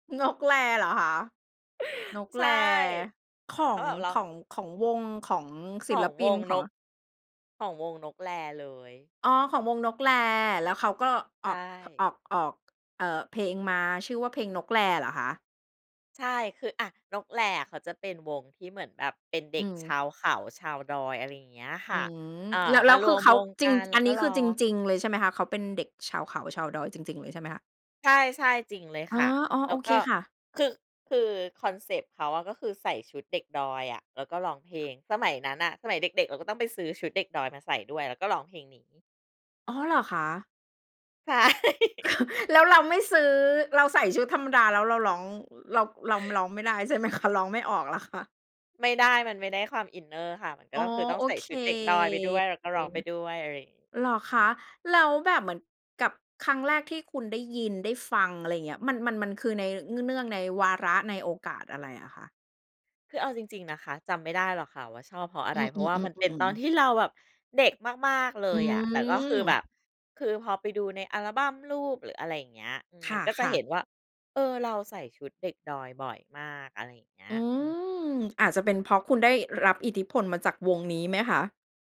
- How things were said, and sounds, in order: tapping; other background noise; laughing while speaking: "ใช่"; laugh; laughing while speaking: "ใช่ไหมคะ ร้องไม่ออกเหรอคะ ?"
- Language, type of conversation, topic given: Thai, podcast, คุณยังจำเพลงแรกที่คุณชอบได้ไหม?